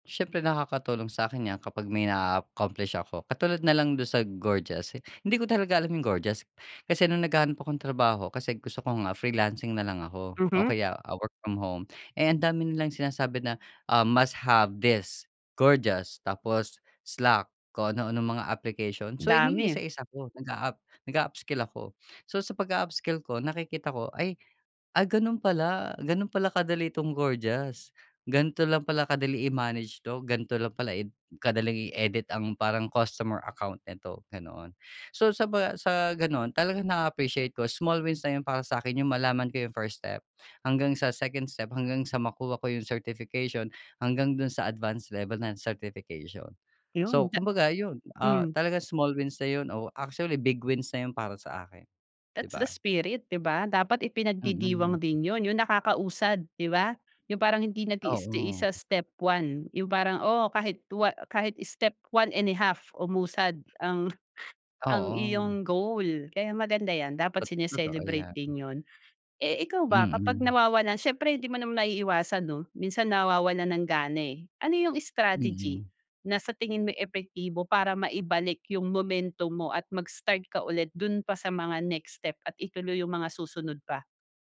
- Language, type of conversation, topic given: Filipino, podcast, Ano ang pinaka-praktikal na tip para magsimula sa bagong kasanayan?
- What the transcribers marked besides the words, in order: other background noise; in English: "That's the spirit"; in English: "momentum"